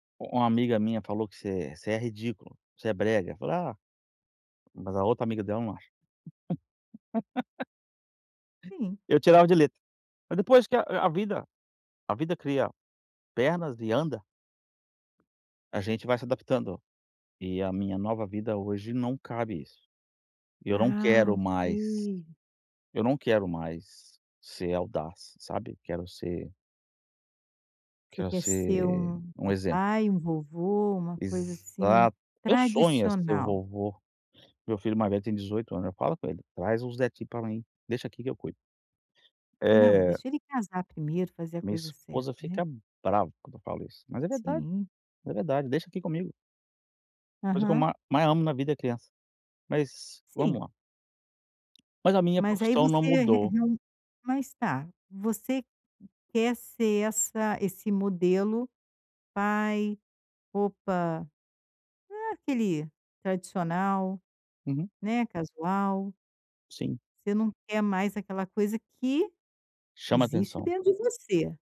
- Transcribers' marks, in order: laugh; other background noise; tapping
- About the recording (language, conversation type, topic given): Portuguese, advice, Como posso separar, no dia a dia, quem eu sou da minha profissão?